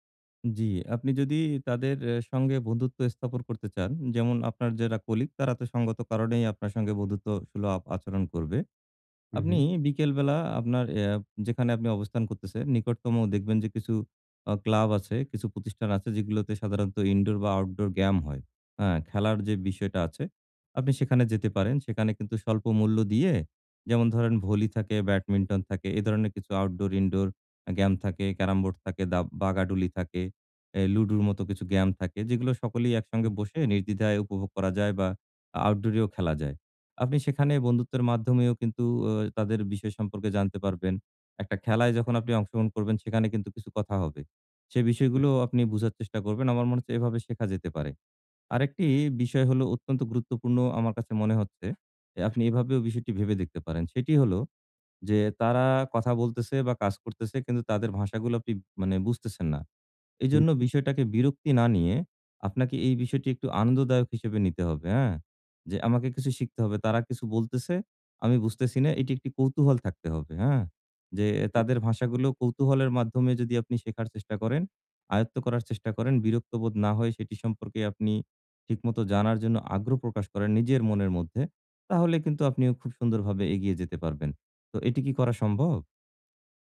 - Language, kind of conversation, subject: Bengali, advice, নতুন সমাজে ভাষা ও আচরণে আত্মবিশ্বাস কীভাবে পাব?
- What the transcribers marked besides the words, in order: "গেম" said as "গ্যাআম"; "ব্যাডমিন্টন" said as "ব্যাটমিন্টন"; "গেম" said as "গ্যাআম"; "গেম" said as "গ্যাআম"; other background noise; trusting: "খুব সুন্দরভাবে এগিয়ে যেতে পারবেন"